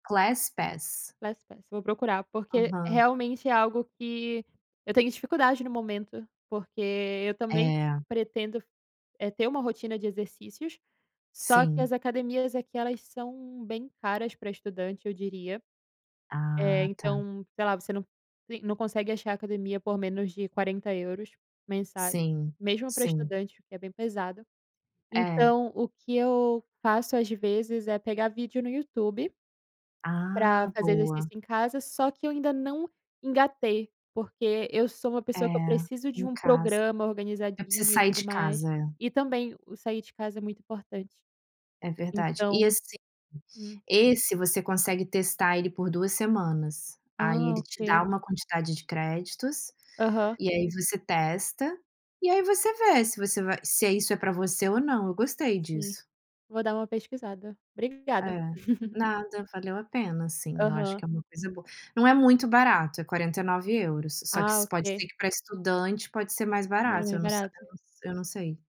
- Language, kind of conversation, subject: Portuguese, unstructured, Qual é o seu truque para manter a energia ao longo do dia?
- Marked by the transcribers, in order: in English: "Class pass"; in English: "Class pass"; giggle